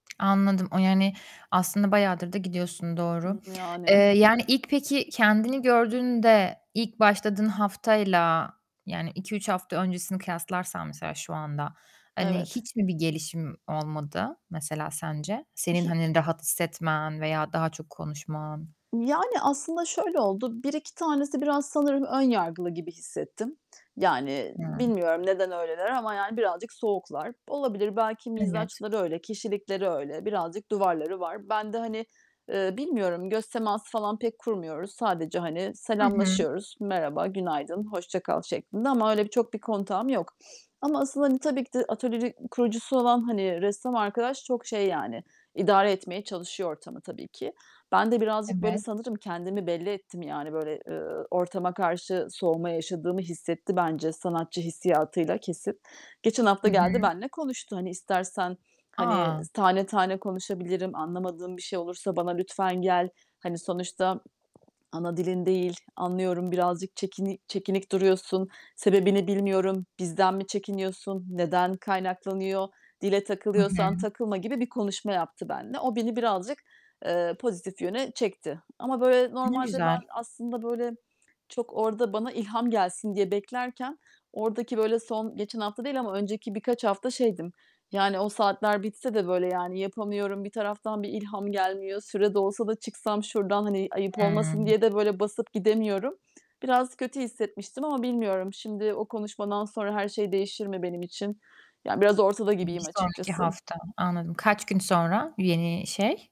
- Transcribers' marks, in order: tapping; static; distorted speech; chuckle; other background noise; unintelligible speech; "atölyenin" said as "atölyeri"; swallow; tsk
- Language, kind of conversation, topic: Turkish, advice, Kalabalık ortamlarda enerjim düşüp yalnız hissediyorsam ne yapmalıyım?